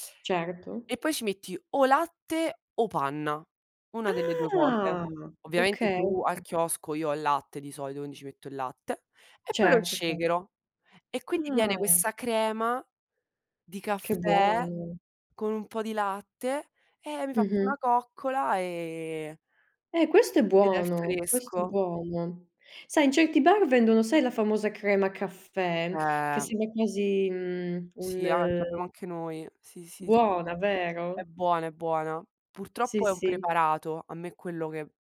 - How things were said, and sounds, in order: stressed: "Ah"; other background noise; stressed: "Ah"
- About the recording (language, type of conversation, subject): Italian, unstructured, Preferisci il caffè o il tè per iniziare la giornata e perché?
- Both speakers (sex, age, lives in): female, 25-29, Italy; female, 30-34, Italy